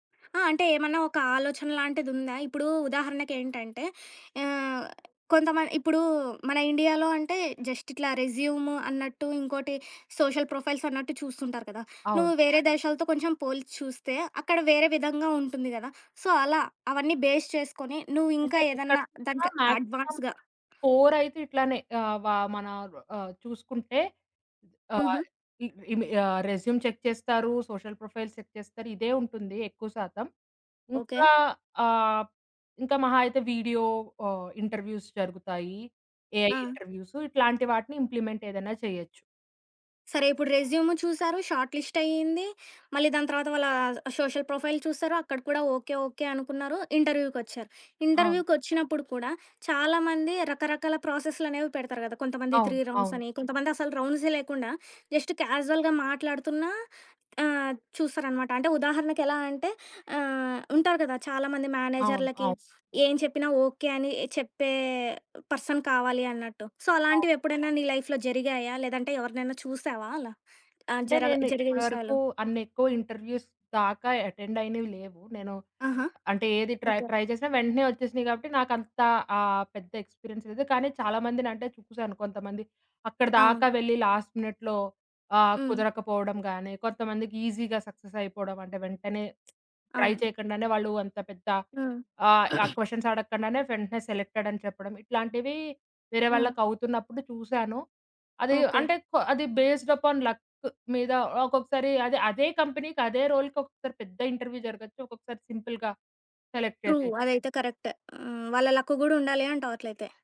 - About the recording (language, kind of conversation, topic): Telugu, podcast, రిక్రూటర్లు ఉద్యోగాల కోసం అభ్యర్థుల సామాజిక మాధ్యమ ప్రొఫైల్‌లను పరిశీలిస్తారనే భావనపై మీ అభిప్రాయం ఏమిటి?
- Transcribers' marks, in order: in English: "జస్ట్"; in English: "సోషల్"; in English: "సో"; in English: "బేస్"; in English: "మాక్సిమం"; in English: "అడ్వాన్స్‌గా"; in English: "రెస్యూమ్ చెక్"; in English: "సోషల్ ప్రొఫైల్ చెక్"; in English: "వీడియో"; in English: "ఇంటర్వ్‌వ్యూస్"; in English: "ఏఐ ఇంటర్వ్‌వ్యూస్"; in English: "ఇంప్లిమెంట్"; in English: "రెస్యూమ్"; in English: "షార్ట్ లిస్ట్"; in English: "సోషల్ ప్రొఫైల్"; in English: "ఇంటర్వ్యూకి"; in English: "ఇంటర్వ్యూకి"; in English: "త్రీ రౌండ్స్"; in English: "జస్ట్ కాజుయల్‌గా"; in English: "పర్సన్"; in English: "సో"; in English: "లైఫ్‌లో"; in English: "ఇంటర్వ్యూస్"; in English: "అటెండ్"; in English: "ట్రై ట్రై"; in English: "ఎక్స్పీరియన్స్"; in English: "లాస్ట్ మినిట్‌లో"; tapping; in English: "ఈజీగా సక్సెస్"; lip smack; in English: "ట్రై"; in English: "క్వెషన్స్"; throat clearing; in English: "సెలెక్టెడ్"; in English: "బేస్డ్ అపాన్ లక్"; in English: "కంపెనీకి"; in English: "రోల్‌కి"; in English: "ఇంటర్వ్యూ"; in English: "సింపుల్‌గా సెలెక్ట్"; in English: "ట్రూ"; in English: "కరెక్ట్"; in English: "లక్"